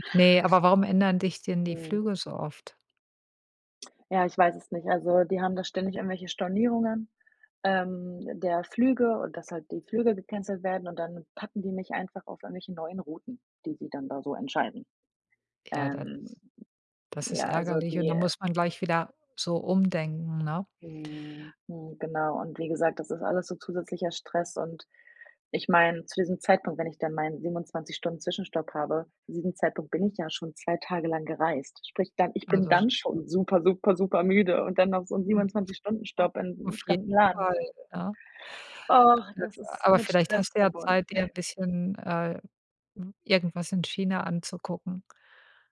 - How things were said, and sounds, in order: unintelligible speech; chuckle
- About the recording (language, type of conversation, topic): German, advice, Wie kann ich den starken Stress durch den Organisationsaufwand beim Umzug reduzieren?